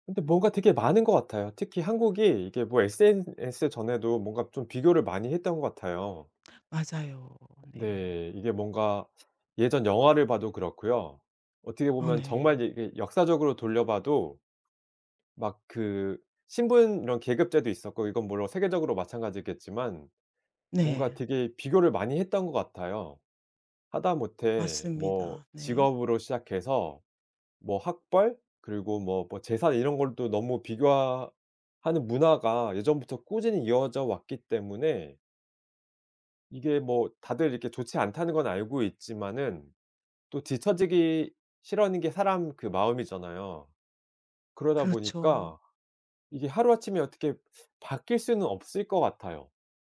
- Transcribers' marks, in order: none
- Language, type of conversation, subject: Korean, podcast, 다른 사람과의 비교를 멈추려면 어떻게 해야 할까요?